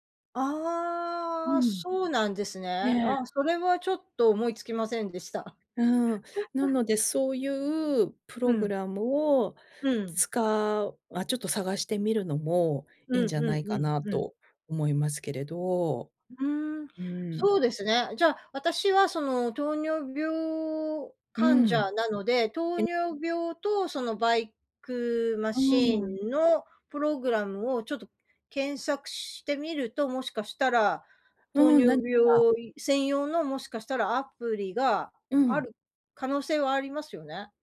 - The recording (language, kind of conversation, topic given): Japanese, advice, 自宅でのワークアウトに集中できず続かないのですが、どうすれば続けられますか？
- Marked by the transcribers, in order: tapping; laugh; other background noise